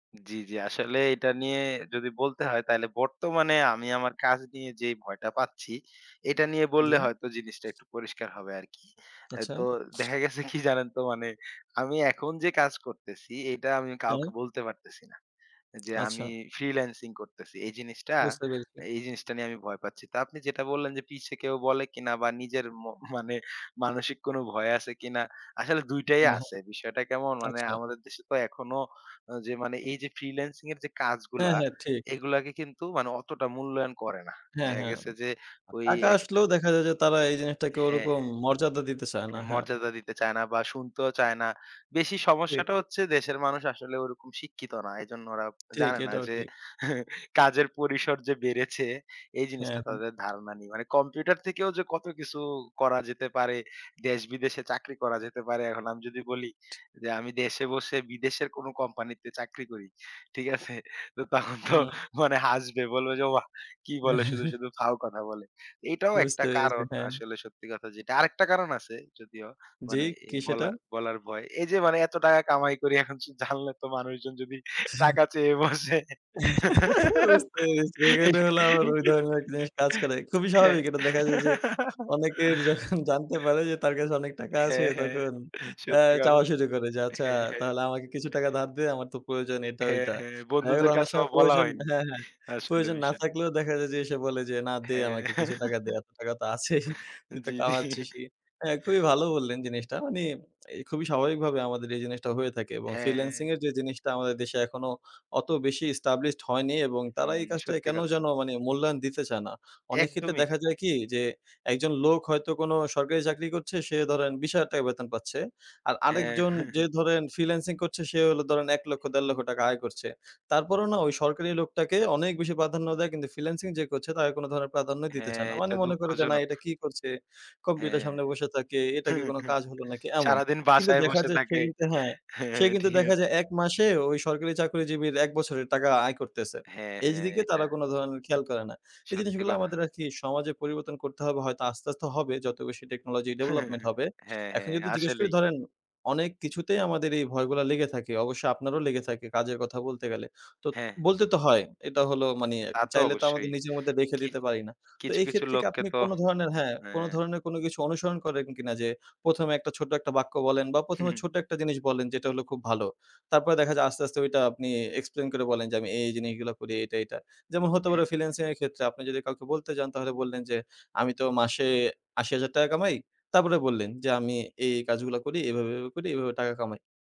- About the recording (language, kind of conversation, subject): Bengali, podcast, নিজের কাজ নিয়ে কথা বলতে ভয় লাগে কি?
- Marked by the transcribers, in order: laughing while speaking: "দেখা গেছে কি"; other background noise; scoff; scoff; tapping; chuckle; laughing while speaking: "তো তখন তো মানে হাসবে বলবে"; chuckle; giggle; laughing while speaking: "বুঝতে পেরেছি। এখানে হলো আবার ঐ ধরনের জিনিস কাজ করে"; scoff; laughing while speaking: "টাকা চেয়ে বসে"; laugh; laughing while speaking: "এত টাকা তো আছেই"; laugh; laughing while speaking: "জী, জী"; in English: "ইস্টাবলিশড"; chuckle; chuckle; chuckle; in English: "টেকনোলজি ডেভেলপমেন্ট"; chuckle; in English: "এক্সপ্লেইন"